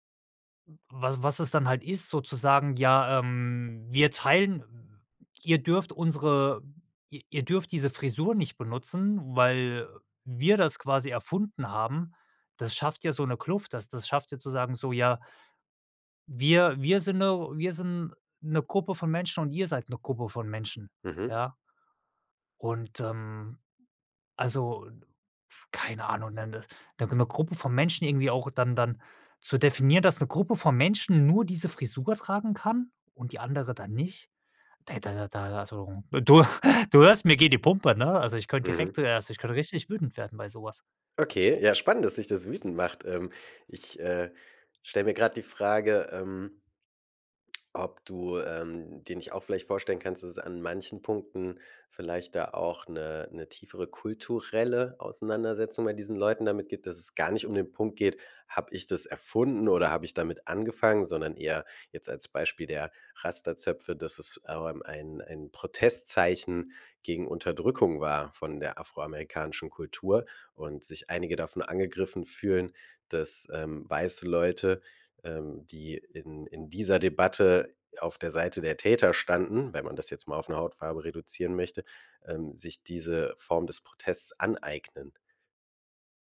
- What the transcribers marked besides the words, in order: tapping; snort; other background noise
- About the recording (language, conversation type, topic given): German, podcast, Wie gehst du mit kultureller Aneignung um?